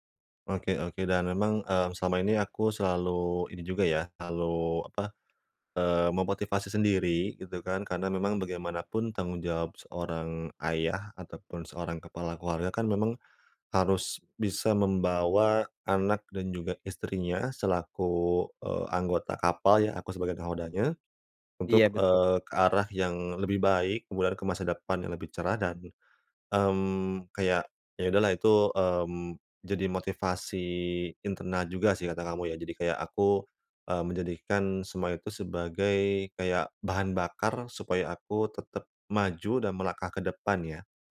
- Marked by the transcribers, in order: none
- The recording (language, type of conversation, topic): Indonesian, advice, Bagaimana cara mengelola kekecewaan terhadap masa depan saya?